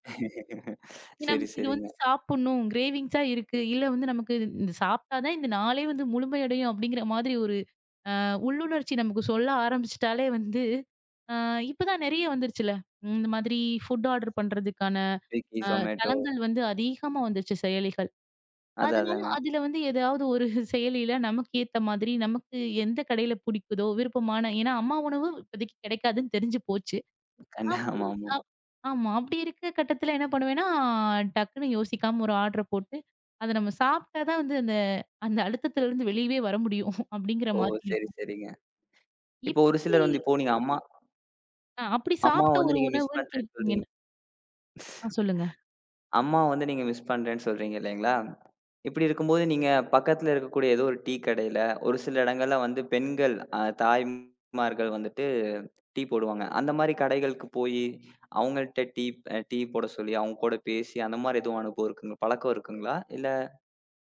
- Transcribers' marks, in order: laughing while speaking: "சரி, சரிங்க"; in English: "க்ரேவிங்ஸ்ஸ"; in English: "ஃபுட் ஆர்டர்"; in English: "Swiggy, Zomato"; chuckle; laughing while speaking: "கண்டி ஆமாமா"; in English: "ஆர்டர்"; chuckle; in English: "மிஸ்"; unintelligible speech; chuckle; in English: "மிஸ்"
- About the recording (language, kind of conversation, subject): Tamil, podcast, அழுத்தமான நேரத்தில் உங்களுக்கு ஆறுதலாக இருந்த உணவு எது?